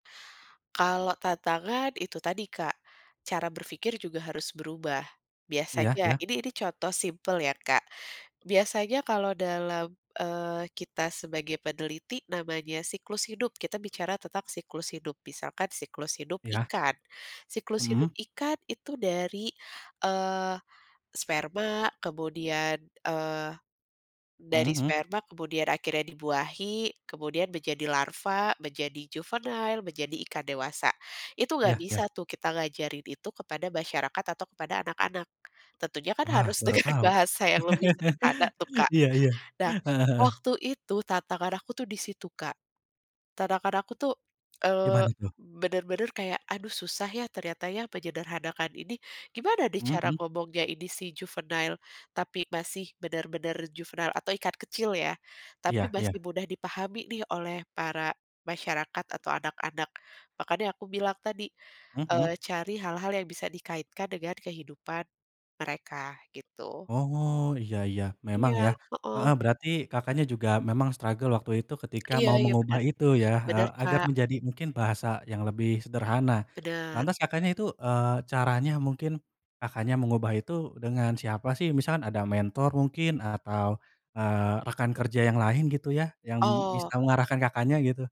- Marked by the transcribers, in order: in English: "juvenile"; laughing while speaking: "dengan"; laugh; in English: "juvenile"; in English: "juvenile"; in English: "struggle"
- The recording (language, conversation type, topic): Indonesian, podcast, Apa momen paling menentukan dalam kariermu?